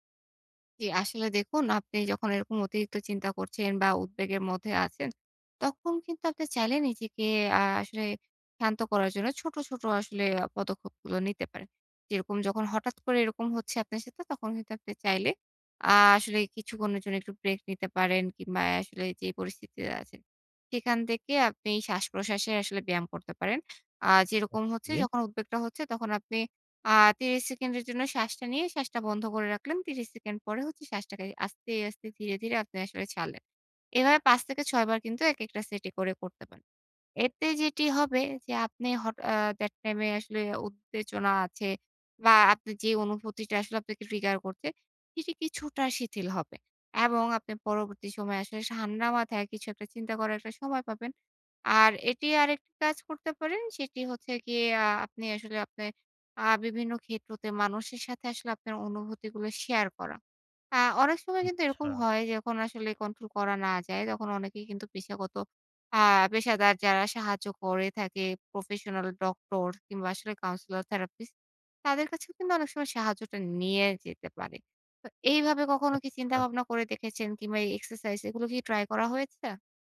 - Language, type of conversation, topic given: Bengali, advice, কাজ শেষ হলেও আমার সন্তুষ্টি আসে না এবং আমি সব সময় বদলাতে চাই—এটা কেন হয়?
- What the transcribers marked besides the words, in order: in English: "that time"; in English: "trigger"; in English: "professional"; in English: "counsellor therapist"